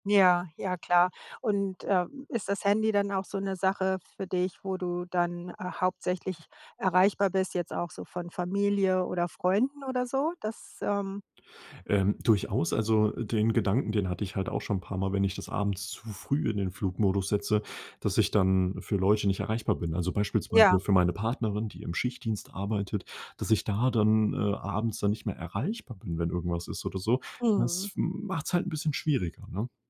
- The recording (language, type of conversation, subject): German, podcast, Wie findest du die richtige Balance zwischen Handy und Schlafenszeit?
- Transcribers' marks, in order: none